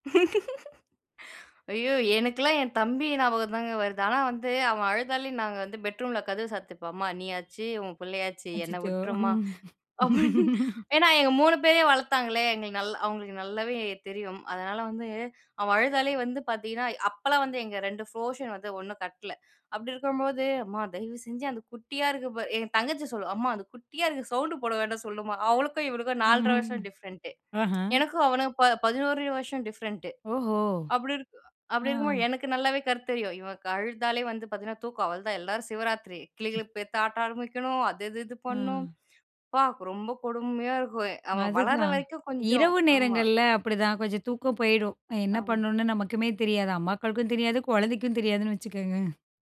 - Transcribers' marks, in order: laugh; chuckle; laugh; in English: "ஃப்ரோஷன்"; chuckle; tsk; in English: "டிஃப்ரெண்டு"; chuckle
- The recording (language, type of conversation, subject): Tamil, podcast, குழந்தைகள் தங்கள் உடைகள் மற்றும் பொம்மைகளை ஒழுங்காக வைத்துக்கொள்ளும் பழக்கத்தை நீங்கள் எப்படி கற்றுக்கொடுக்கிறீர்கள்?